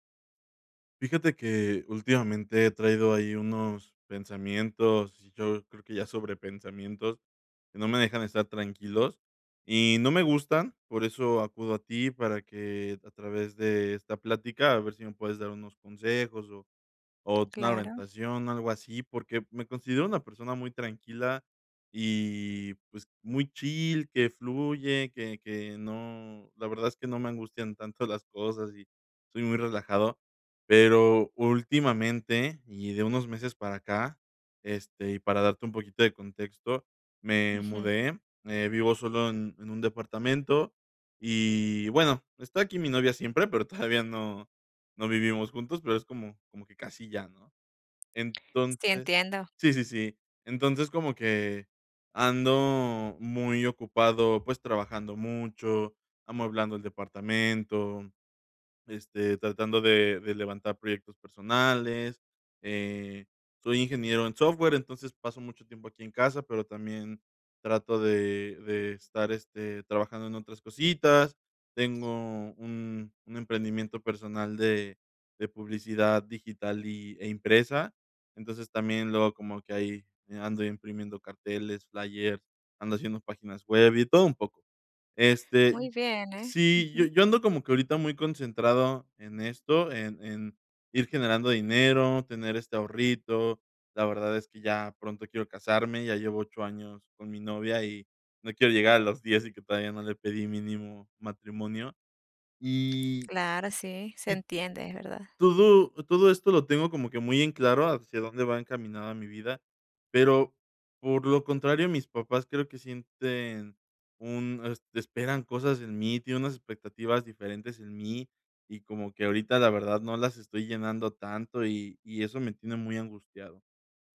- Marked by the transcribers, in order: laughing while speaking: "todavía"; other background noise
- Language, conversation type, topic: Spanish, advice, ¿Cómo puedo conciliar las expectativas de mi familia con mi expresión personal?